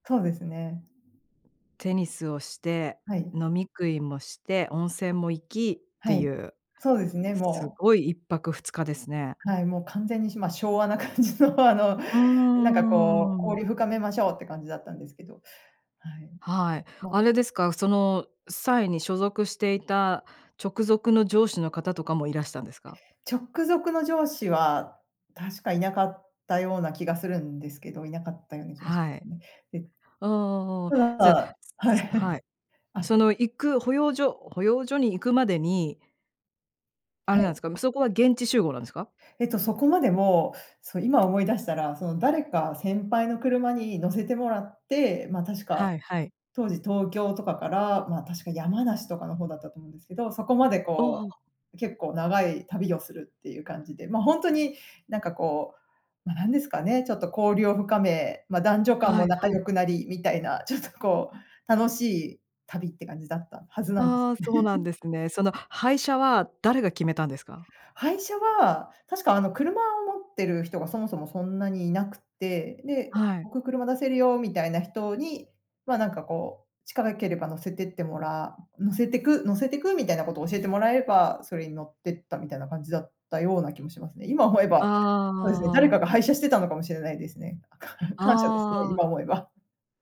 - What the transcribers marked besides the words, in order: laughing while speaking: "昭和な感じの、あの"; chuckle; laughing while speaking: "ちょっとこう"; laugh; laughing while speaking: "かん"
- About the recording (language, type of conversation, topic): Japanese, podcast, あなたがこれまでで一番恥ずかしかった経験を聞かせてください。